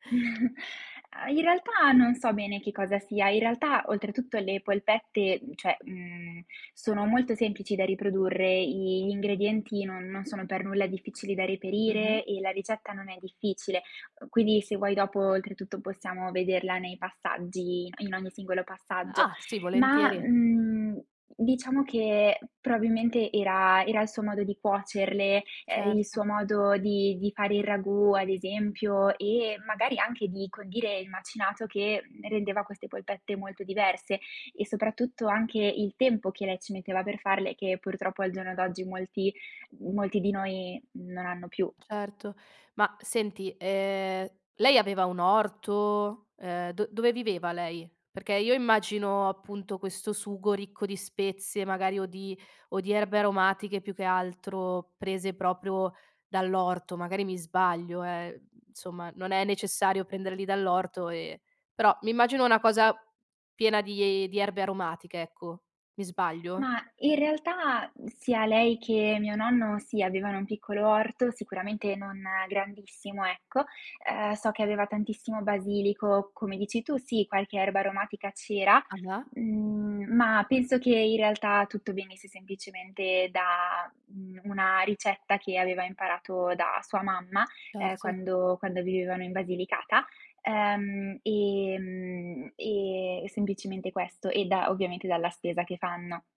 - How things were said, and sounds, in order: chuckle; "probabilmente" said as "proabilmente"; "insomma" said as "nsomma"
- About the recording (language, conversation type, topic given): Italian, podcast, Come gestisci le ricette tramandate di generazione in generazione?